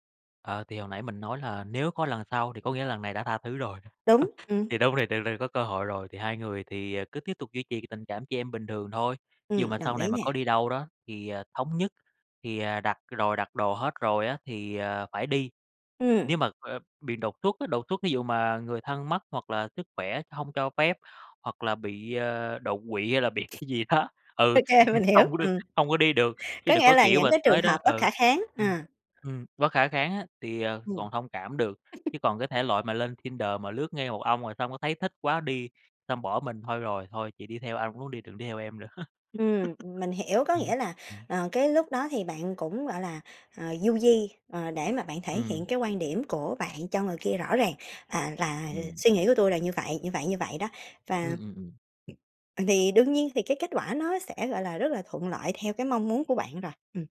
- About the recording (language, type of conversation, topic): Vietnamese, podcast, Bạn xử lý mâu thuẫn với bạn bè như thế nào?
- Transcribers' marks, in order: other background noise; tapping; laughing while speaking: "OK, mình hiểu"; laughing while speaking: "đó"; laughing while speaking: "em"; chuckle; laugh